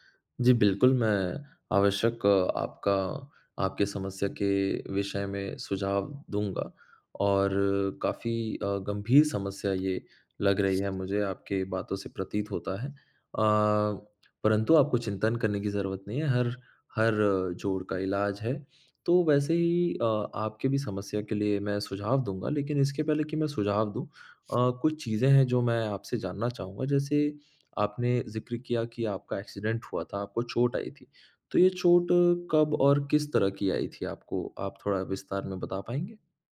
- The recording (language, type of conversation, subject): Hindi, advice, पुरानी चोट के बाद फिर से व्यायाम शुरू करने में डर क्यों लगता है और इसे कैसे दूर करें?
- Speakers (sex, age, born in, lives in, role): male, 25-29, India, India, advisor; male, 25-29, India, India, user
- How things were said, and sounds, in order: in English: "एक्सीडेंट"